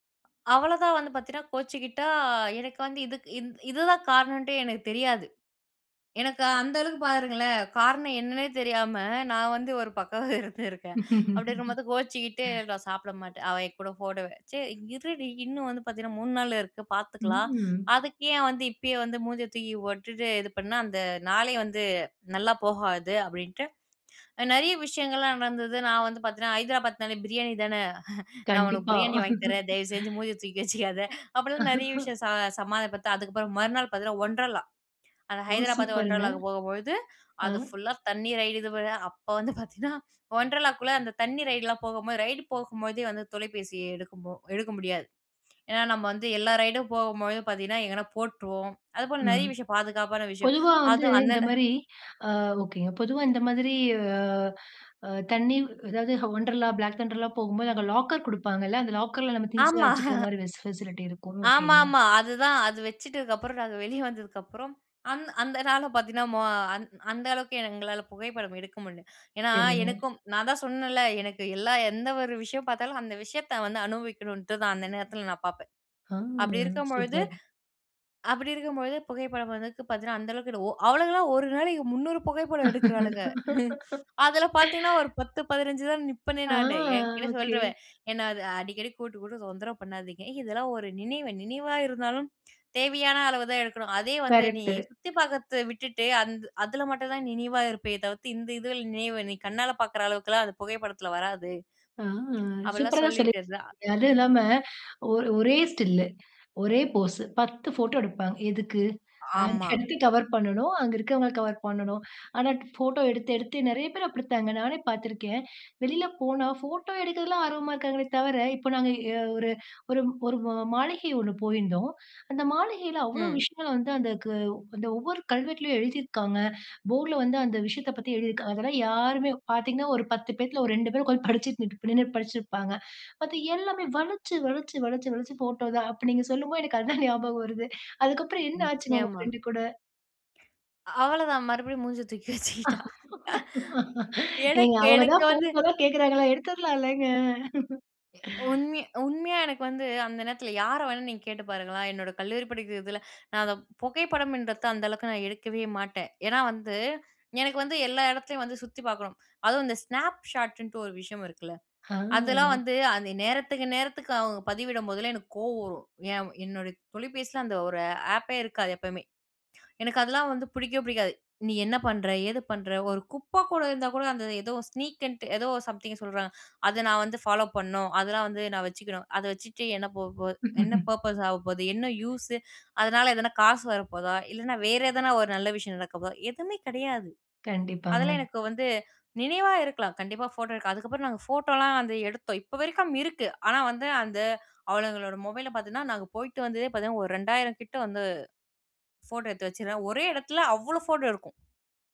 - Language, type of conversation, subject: Tamil, podcast, பயண நண்பர்களோடு ஏற்பட்ட மோதலை நீங்கள் எப்படிச் தீர்த்தீர்கள்?
- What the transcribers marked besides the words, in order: other noise; laughing while speaking: "பக்கம் இருந்துருக்கேன்"; laugh; inhale; laughing while speaking: "பிரியாணி தானே, நான் உனக்கு பிரியாணி வாங்கி தரேன், தயவுசெஞ்சு மூஞ்சிய தூக்கி வச்சிக்காத"; laugh; chuckle; in English: "லாக்கர்"; in English: "லாக்கர்ல"; chuckle; in English: "ஃபெசிலிட்டி"; laughing while speaking: "நாங்க வெளிய வந்ததுக்கப்புறம்"; laughing while speaking: "அவளுங்கலாம் ஒரு நாளைக்கு முன்னூறு புகைப்படம் எடுக்குறாளுங்க"; laugh; in English: "ஸ்டில்லு"; in English: "போஸு"; unintelligible speech; chuckle; chuckle; laughing while speaking: "தூக்கி வச்சுக்கிட்டா எனக்கு எனக்கு வந்து"; laughing while speaking: "ஏங்க அவுங்க தான் ஃபோட்டோதா கேட்கறாங்கல்ல! எடுத்துரலாம் இல்லங்க?"; inhale; in English: "ஆப்பே"; in English: "ஸ்னீக்குன்ட்டு"; laugh; in English: "பர்ப்பஸ்"